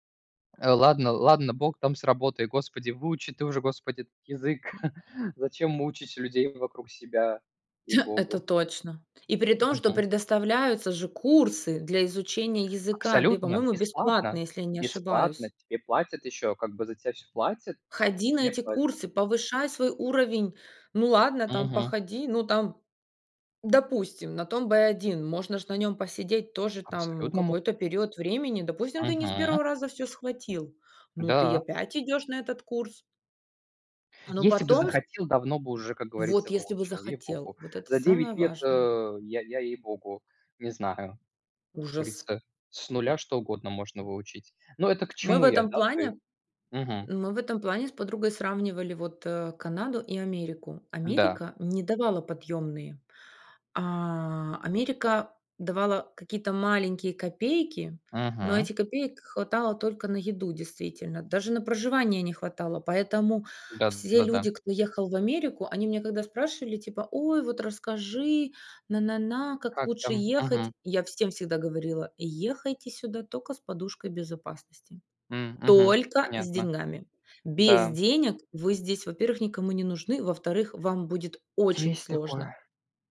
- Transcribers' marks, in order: tapping; chuckle; chuckle; other background noise
- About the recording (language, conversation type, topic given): Russian, unstructured, Что мешает людям менять свою жизнь к лучшему?